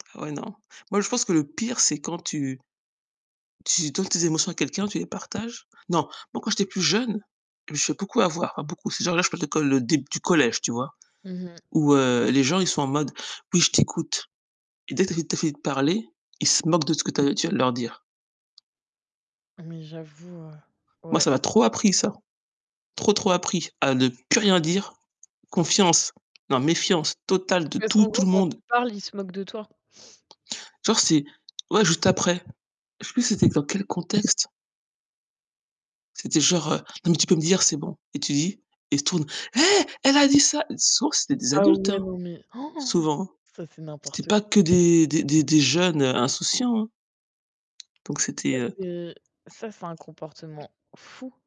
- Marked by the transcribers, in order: tapping; other background noise; stressed: "plus rien"; distorted speech; put-on voice: "Hey, elle a dit ça !"; gasp; stressed: "fou"
- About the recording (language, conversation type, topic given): French, unstructured, Comment parlez-vous de vos émotions avec les autres ?